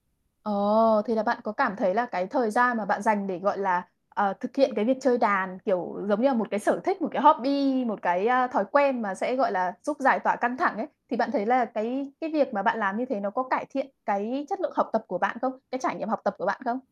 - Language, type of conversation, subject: Vietnamese, podcast, Làm sao để việc học trở nên vui hơn thay vì gây áp lực?
- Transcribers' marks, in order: other background noise; in English: "hobby"; distorted speech; tapping